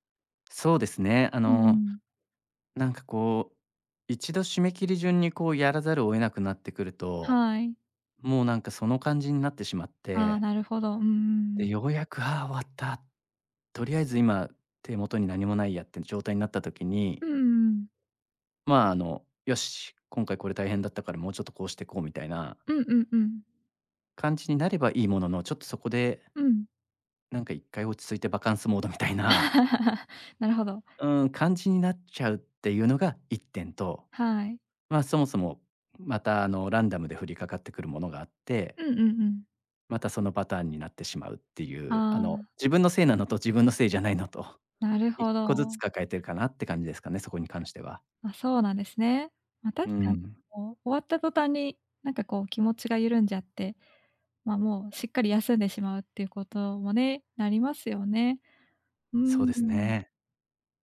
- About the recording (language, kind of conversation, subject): Japanese, advice, 複数のプロジェクトを抱えていて、どれにも集中できないのですが、どうすればいいですか？
- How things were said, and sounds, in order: laughing while speaking: "バカンスモードみたいな"; chuckle; laughing while speaking: "自分のせいなのと、自分のせいじゃないのと"; tapping